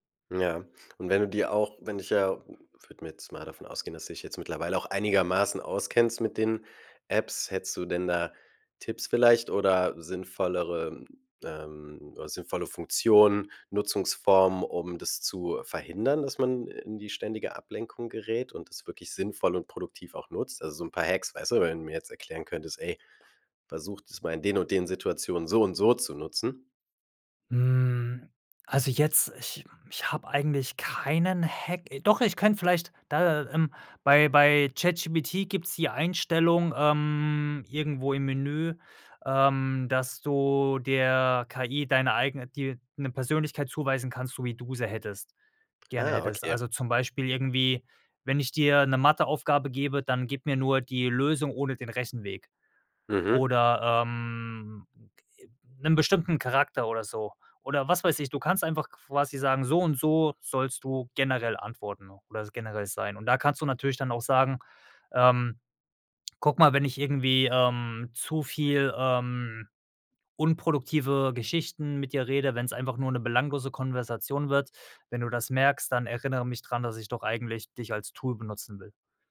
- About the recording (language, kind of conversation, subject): German, podcast, Welche Apps machen dich im Alltag wirklich produktiv?
- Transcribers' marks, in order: other noise